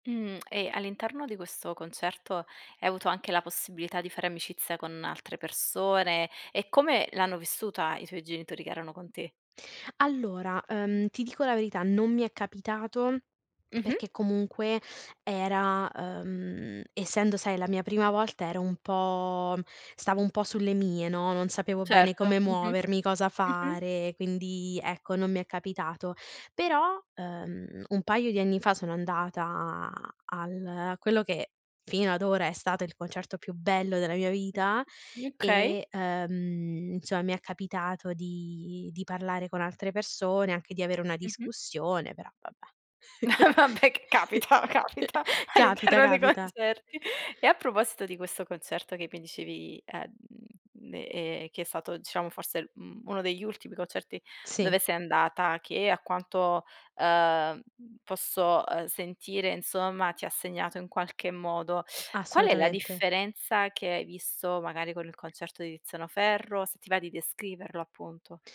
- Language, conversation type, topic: Italian, podcast, Qual è un concerto che ti ha segnato?
- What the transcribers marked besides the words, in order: tsk; other background noise; "okay" said as "kay"; laughing while speaking: "Eh, vabbè, c capita, capita all'interno dei concerti"; chuckle; teeth sucking